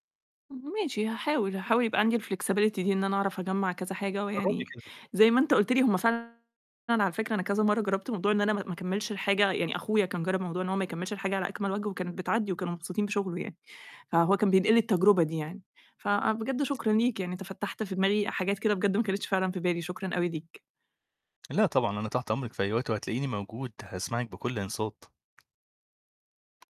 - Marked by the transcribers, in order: in English: "الflexibility"; distorted speech; tapping
- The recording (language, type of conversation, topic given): Arabic, advice, إزاي الكمالية بتمنعك تخلص الشغل أو تتقدّم في المشروع؟